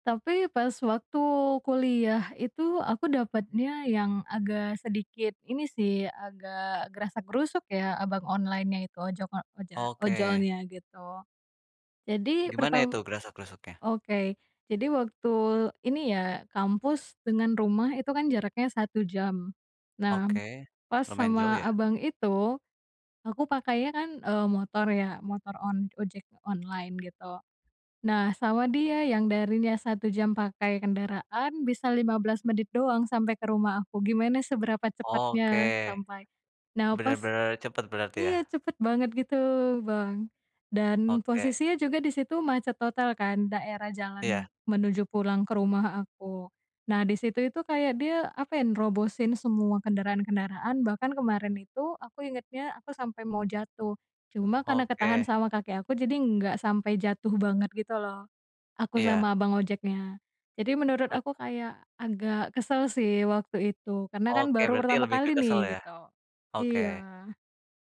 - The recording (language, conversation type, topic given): Indonesian, podcast, Bagaimana pengalaman kamu menggunakan transportasi daring?
- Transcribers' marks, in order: tapping